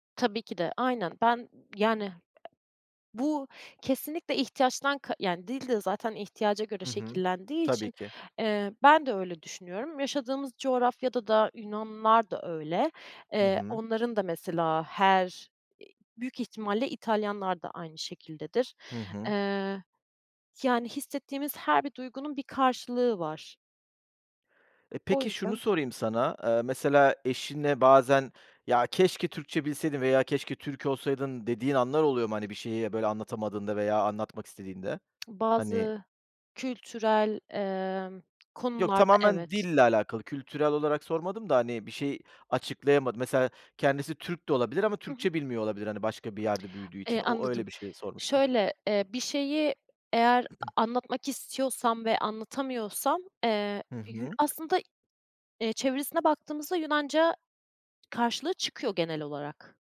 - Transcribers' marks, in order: other background noise; tapping; throat clearing
- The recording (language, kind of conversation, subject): Turkish, podcast, Dil kimliğini nasıl şekillendiriyor?